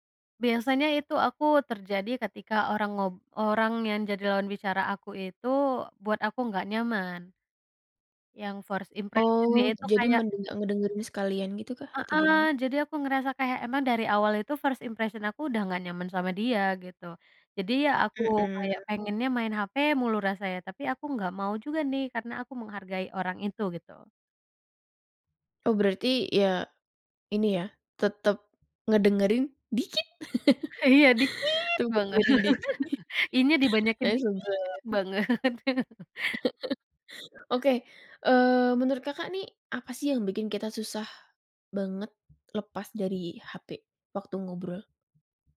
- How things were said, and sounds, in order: in English: "first impression-nya"; in English: "first impression"; other background noise; chuckle; laughing while speaking: "Iya"; laughing while speaking: "banget"; laughing while speaking: "dikit"; laugh; stressed: "dikit"; laughing while speaking: "banget"; chuckle; tapping
- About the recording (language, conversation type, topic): Indonesian, podcast, Bagaimana cara tetap fokus saat mengobrol meski sedang memegang ponsel?